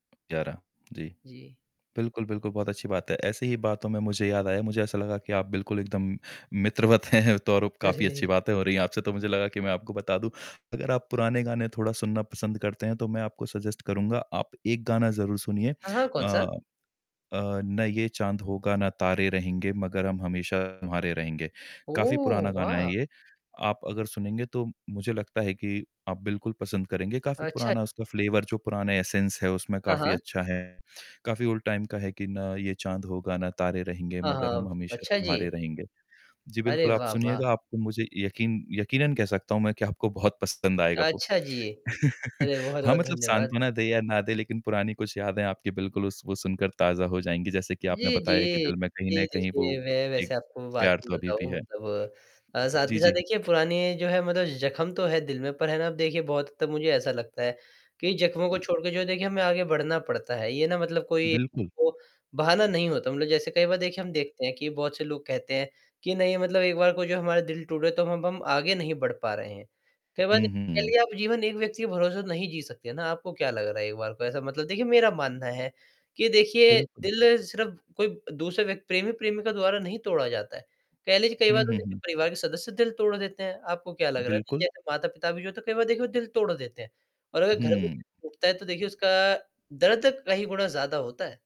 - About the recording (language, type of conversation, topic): Hindi, podcast, जब आप उदास थे, तब किस गाने ने आपको सांत्वना दी?
- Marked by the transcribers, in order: static; tapping; laughing while speaking: "मित्रवत हैं"; laughing while speaking: "अरे!"; in English: "सजेस्ट"; distorted speech; in English: "फ्लेवर"; in English: "एसेंस"; in English: "ओल्ड टाइम"; chuckle